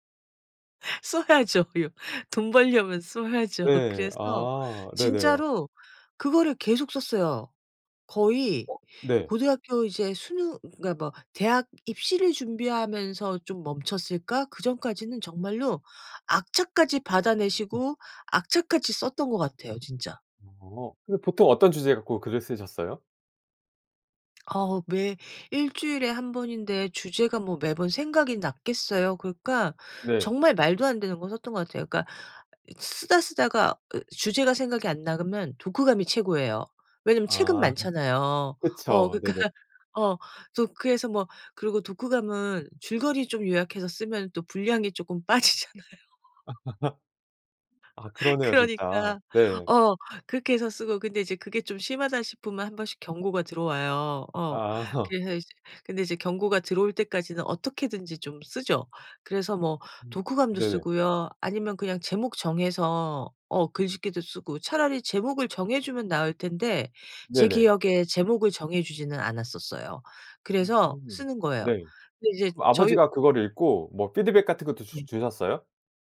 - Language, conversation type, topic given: Korean, podcast, 집안에서 대대로 이어져 내려오는 전통에는 어떤 것들이 있나요?
- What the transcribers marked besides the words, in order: laughing while speaking: "써야죠. 요 돈 벌려면 써야죠"; other background noise; laugh; laughing while speaking: "그러니까"; laughing while speaking: "빠지잖아요"; laugh; laugh; put-on voice: "피드백"; in English: "피드백"; unintelligible speech